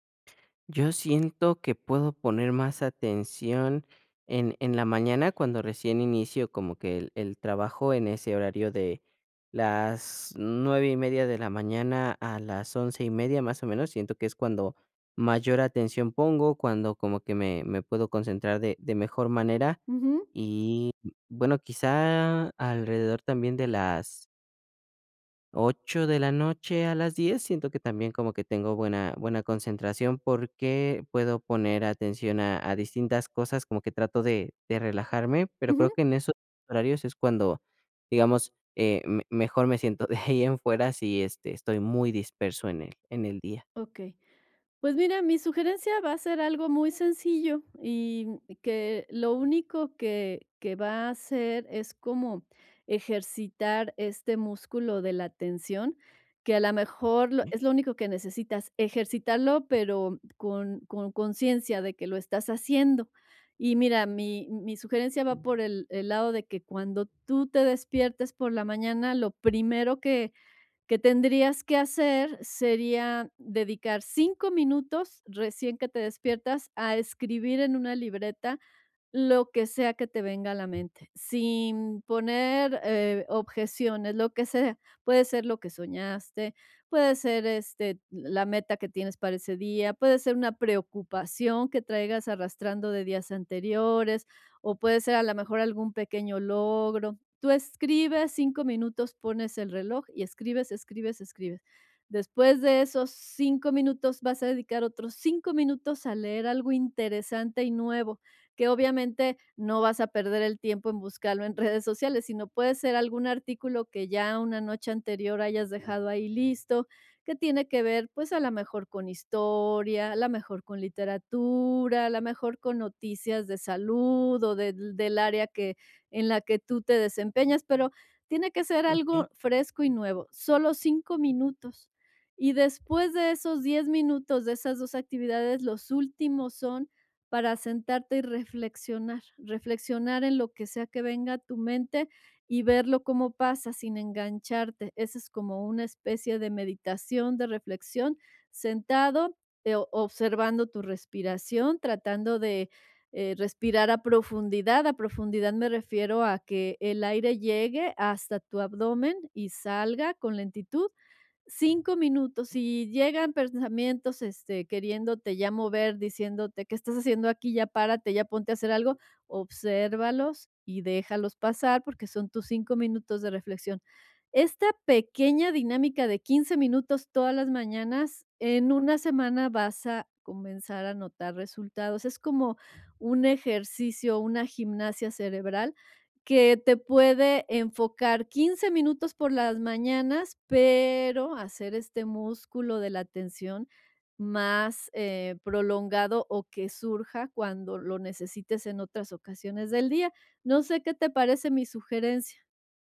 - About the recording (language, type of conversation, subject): Spanish, advice, ¿Cómo puedo manejar mejor mis pausas y mi energía mental?
- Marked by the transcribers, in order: other noise